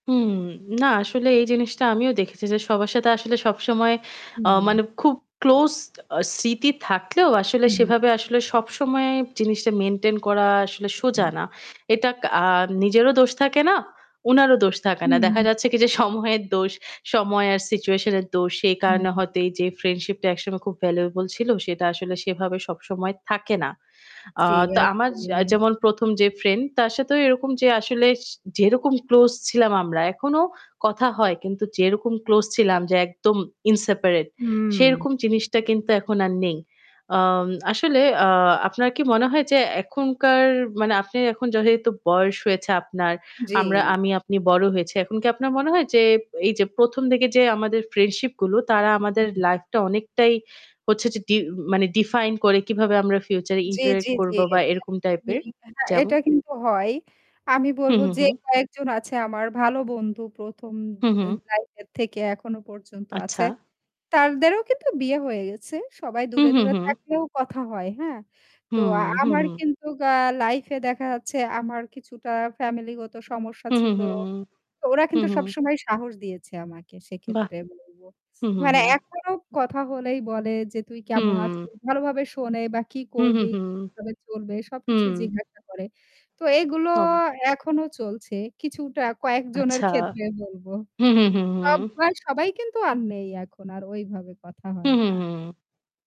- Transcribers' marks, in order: static; distorted speech; unintelligible speech; unintelligible speech
- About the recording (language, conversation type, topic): Bengali, unstructured, আপনার জীবনের প্রথম বন্ধুত্বের গল্প কী?